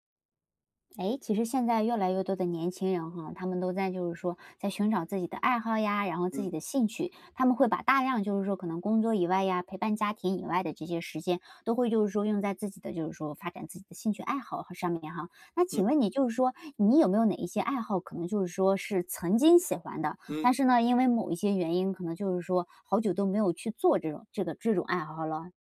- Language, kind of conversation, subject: Chinese, podcast, 是什么原因让你没能继续以前的爱好？
- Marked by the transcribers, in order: other background noise